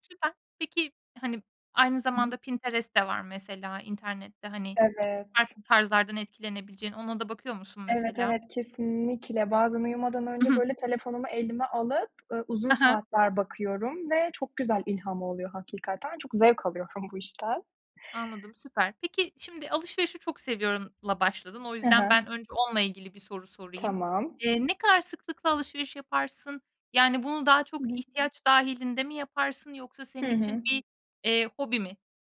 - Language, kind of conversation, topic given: Turkish, podcast, Trendlerle kişisel tarzını nasıl dengeliyorsun?
- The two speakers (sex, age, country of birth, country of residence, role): female, 25-29, Turkey, Estonia, host; female, 30-34, Turkey, Germany, guest
- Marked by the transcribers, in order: other background noise; tapping